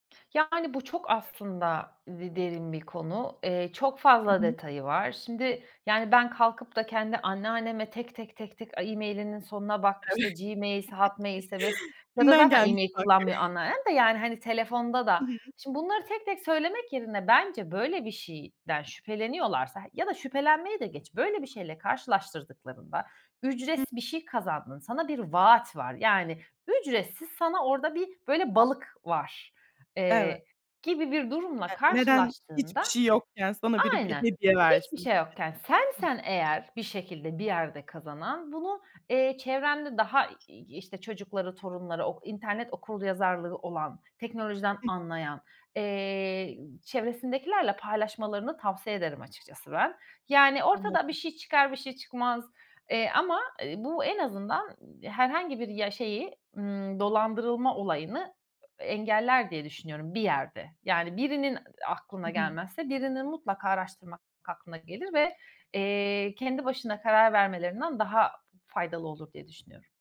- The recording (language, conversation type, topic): Turkish, podcast, İnternette dolandırıcılığı nasıl fark edersin?
- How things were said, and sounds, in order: other background noise; chuckle; tapping; unintelligible speech